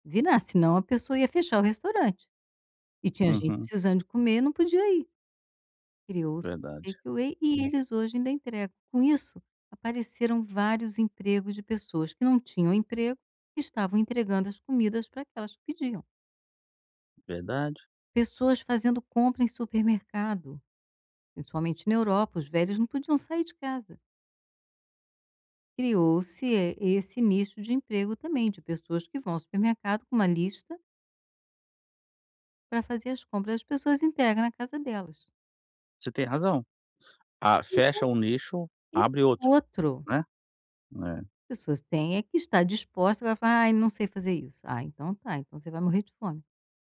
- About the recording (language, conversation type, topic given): Portuguese, advice, Como posso acompanhar meu progresso sem perder a motivação?
- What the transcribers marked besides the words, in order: in English: "Take Away"